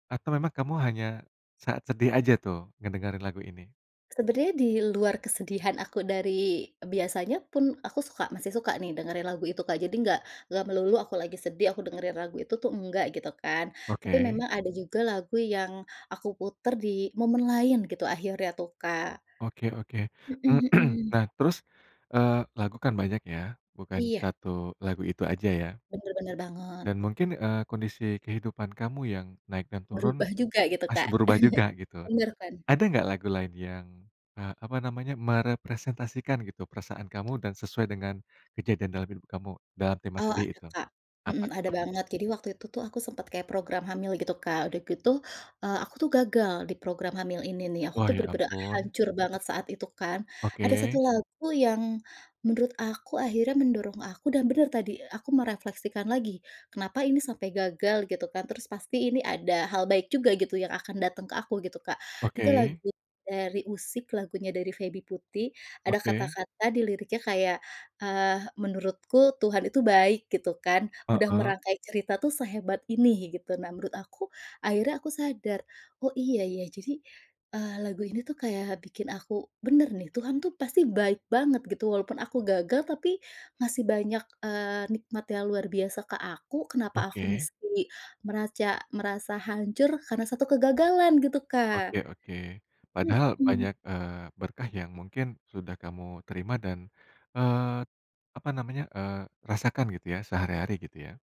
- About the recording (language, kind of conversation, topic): Indonesian, podcast, Lagu apa yang selalu menemani kamu saat sedang sedih?
- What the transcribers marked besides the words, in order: other background noise; throat clearing; chuckle; tapping